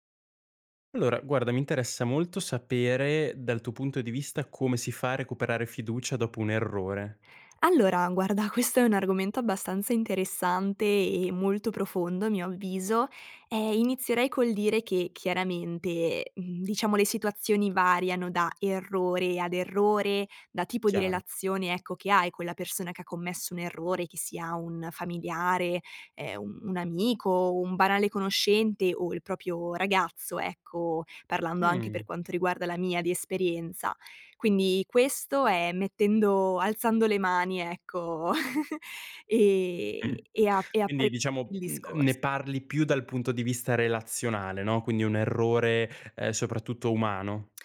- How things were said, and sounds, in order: tapping; "banale" said as "barale"; "proprio" said as "propio"; gasp; chuckle
- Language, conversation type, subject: Italian, podcast, Come si può ricostruire la fiducia dopo un errore?
- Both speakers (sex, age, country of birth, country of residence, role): female, 20-24, Italy, Italy, guest; male, 20-24, Italy, Italy, host